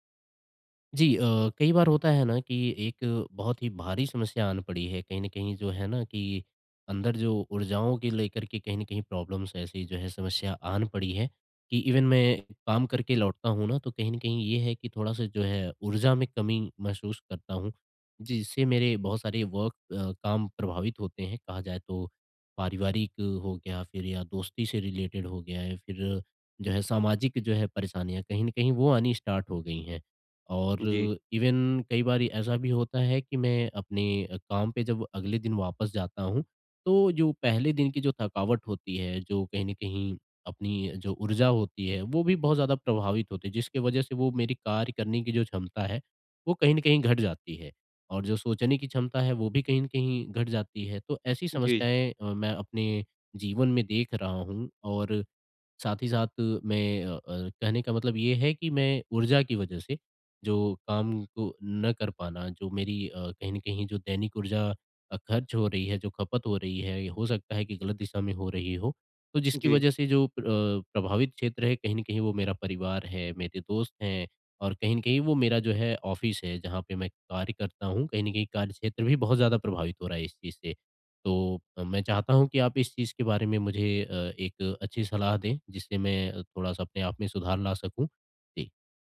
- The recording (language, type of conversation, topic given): Hindi, advice, ऊर्जा प्रबंधन और सीमाएँ स्थापित करना
- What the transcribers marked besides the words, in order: in English: "प्रॉब्लम्स"; in English: "इवेन"; in English: "वर्क"; in English: "रिलेटेड"; in English: "स्टार्ट"; in English: "इवेन"; in English: "ऑफिस"